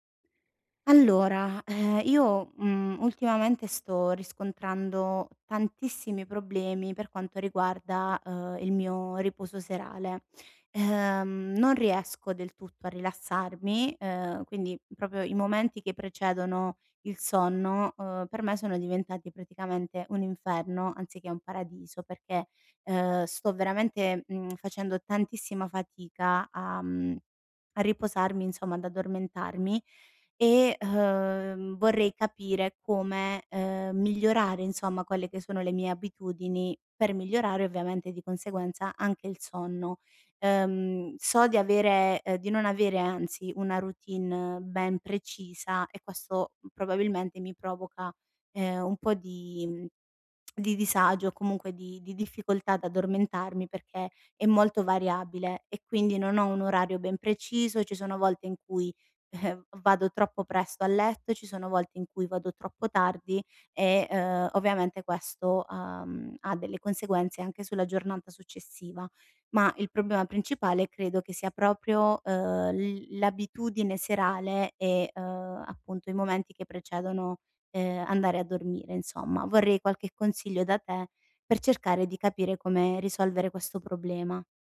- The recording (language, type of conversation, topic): Italian, advice, Come posso usare le abitudini serali per dormire meglio?
- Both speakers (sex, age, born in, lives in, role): female, 30-34, Italy, Italy, user; female, 40-44, Italy, Spain, advisor
- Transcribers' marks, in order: "proprio" said as "propio"; tongue click; "proprio" said as "propio"